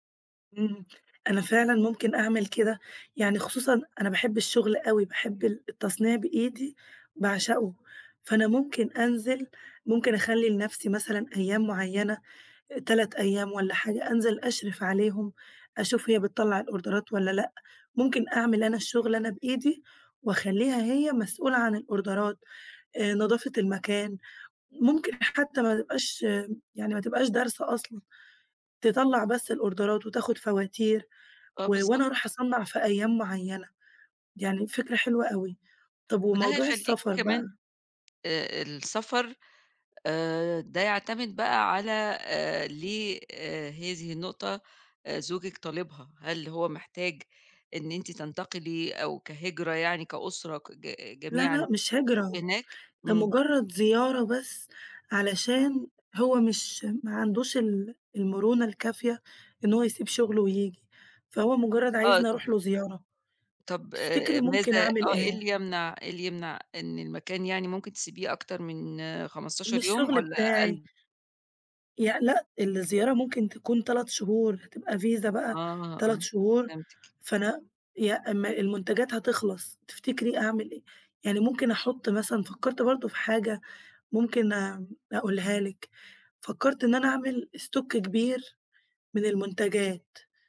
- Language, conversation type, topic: Arabic, advice, إزاي أوازن بين حياتي الشخصية ومتطلبات الشغل السريع؟
- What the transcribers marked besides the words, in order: in English: "الأوردرات"; in English: "الأوردرات"; in English: "الأوردرات"; tapping; other noise; in English: "فيزا"; in English: "Stock"